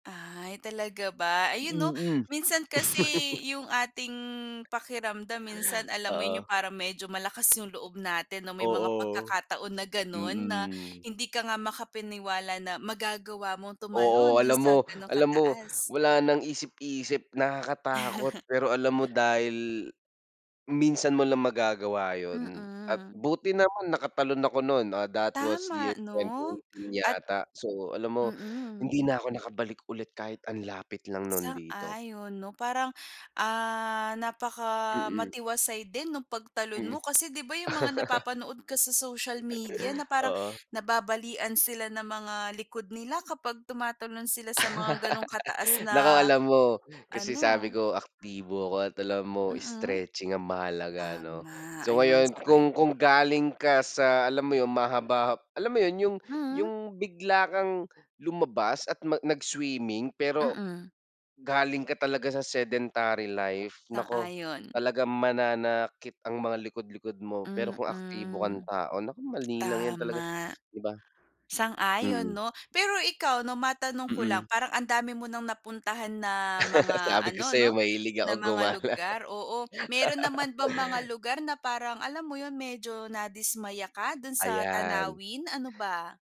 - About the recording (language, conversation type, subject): Filipino, unstructured, Ano ang pinakamatinding tanawin na nakita mo habang naglalakbay?
- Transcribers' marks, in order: tapping; other background noise; chuckle; "makapaniwala" said as "makapiniwala"; chuckle; chuckle; laugh; in English: "sedentary"; chuckle; laughing while speaking: "gumala"; laugh